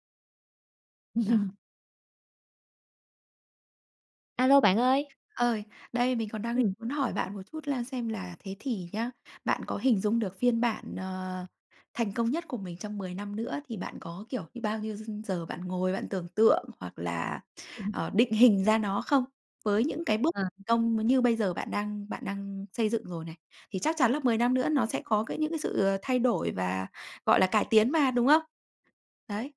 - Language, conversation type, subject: Vietnamese, podcast, Bạn định nghĩa thành công cho bản thân như thế nào?
- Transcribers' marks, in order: laugh; tapping; other background noise; unintelligible speech